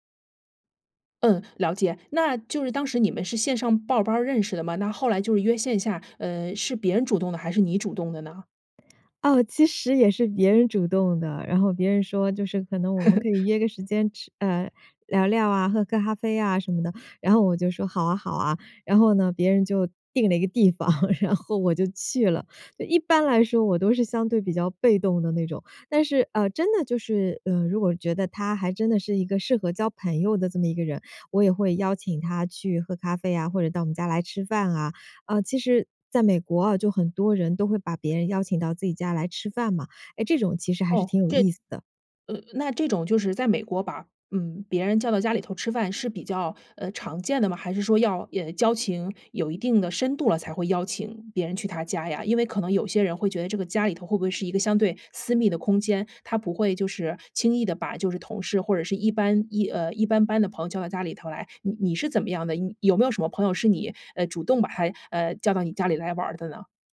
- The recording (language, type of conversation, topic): Chinese, podcast, 换到新城市后，你如何重新结交朋友？
- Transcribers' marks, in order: joyful: "其实也是别人主动的"; laugh; laugh; laughing while speaking: "然后我就去了"; joyful: "呃，一般来说我都是相对比较被动的那种"; "朋友" said as "盆友"